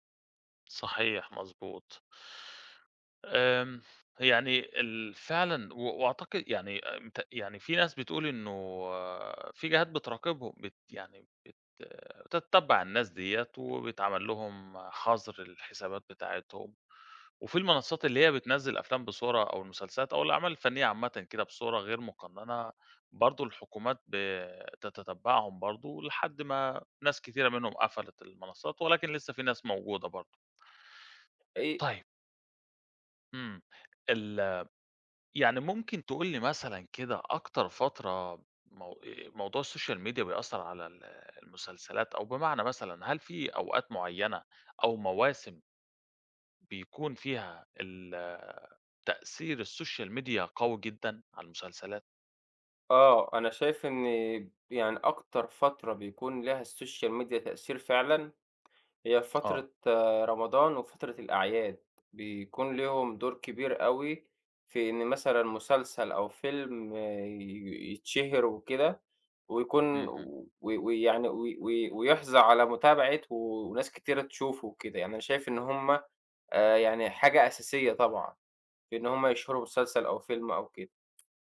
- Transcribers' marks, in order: tapping; other noise; in English: "الSocial Media"; in English: "الSocial Media"; in English: "الSocial Media"
- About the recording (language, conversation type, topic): Arabic, podcast, إزاي بتأثر السوشال ميديا على شهرة المسلسلات؟